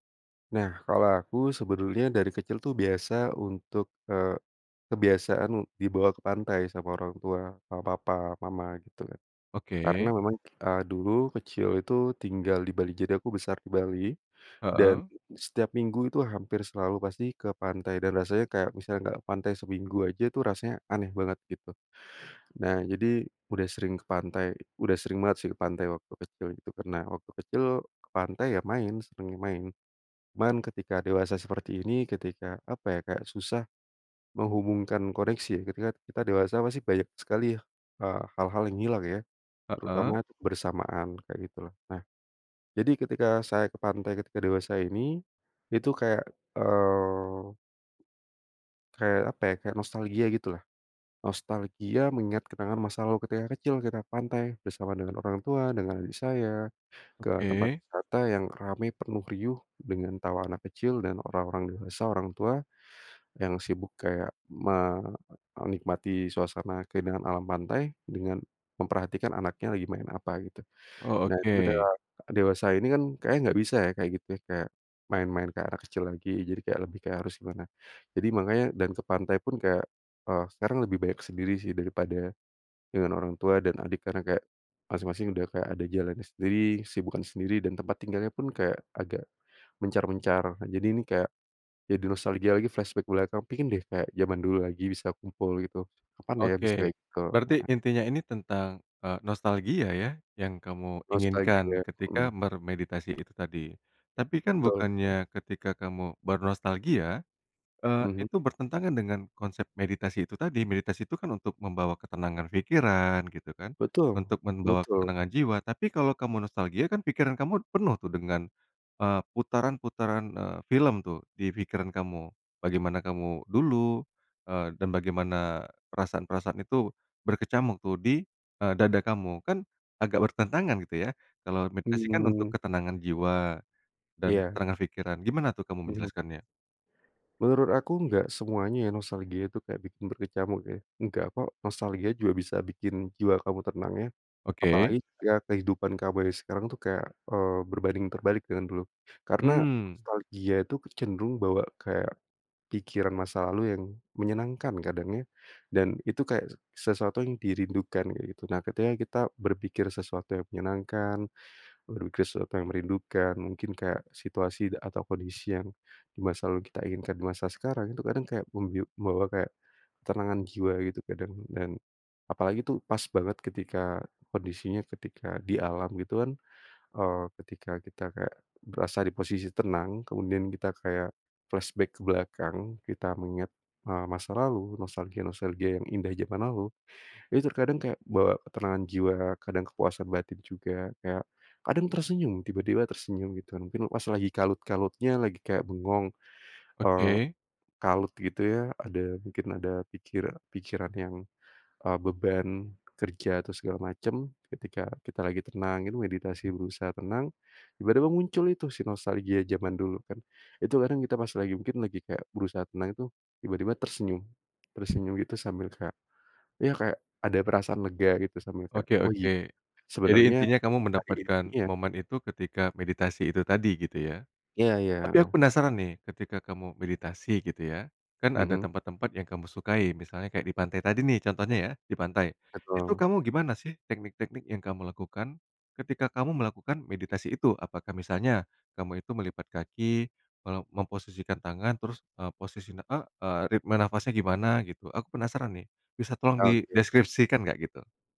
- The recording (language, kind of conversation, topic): Indonesian, podcast, Bagaimana rasanya meditasi santai di alam, dan seperti apa pengalamanmu?
- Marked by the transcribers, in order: other background noise; in English: "flashback"; "bermeditasi" said as "mermeditasi"; other noise; tapping; in English: "flashback"